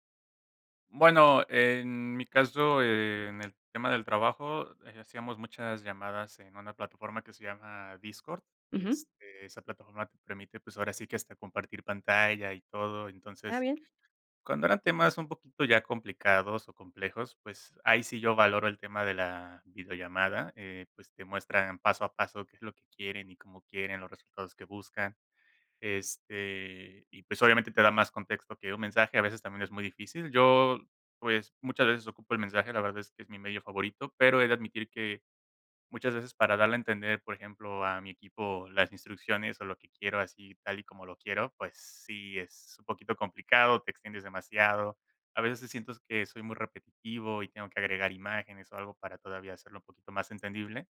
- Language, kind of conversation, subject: Spanish, podcast, ¿Prefieres hablar cara a cara, por mensaje o por llamada?
- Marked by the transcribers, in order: other background noise